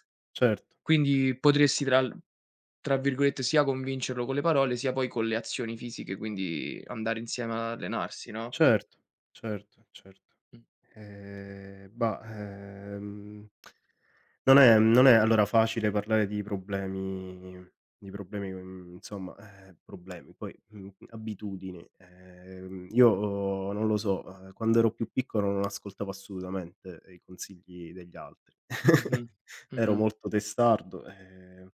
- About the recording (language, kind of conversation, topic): Italian, unstructured, Come si può convincere qualcuno a cambiare una cattiva abitudine?
- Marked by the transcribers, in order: tapping; other background noise; drawn out: "Ehm"; drawn out: "ehm"; tongue click; chuckle